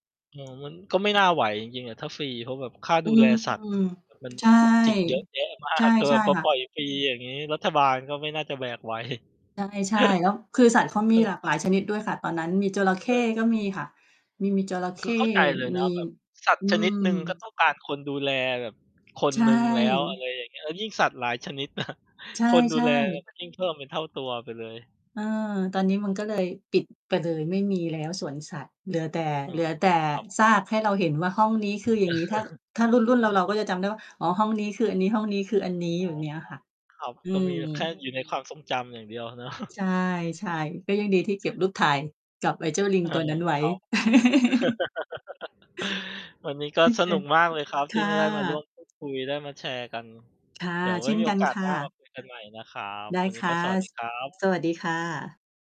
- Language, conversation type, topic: Thai, unstructured, ภาพถ่ายเก่ารูปไหนที่คุณชอบมากที่สุด?
- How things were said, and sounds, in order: distorted speech; laughing while speaking: "มาก"; laughing while speaking: "ไหว"; chuckle; mechanical hum; laughing while speaking: "นะ"; chuckle; laughing while speaking: "เนาะ"; chuckle; unintelligible speech